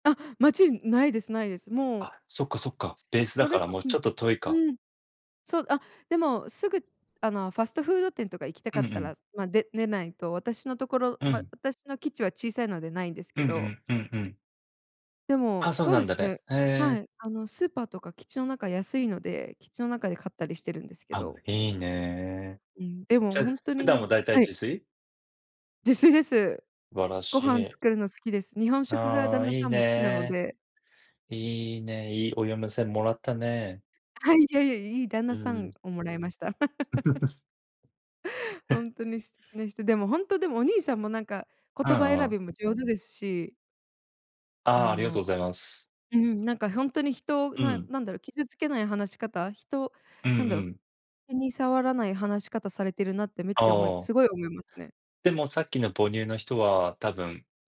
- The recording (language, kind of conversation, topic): Japanese, unstructured, 他人の気持ちを考えることは、なぜ大切なのですか？
- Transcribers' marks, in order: chuckle; laugh; other background noise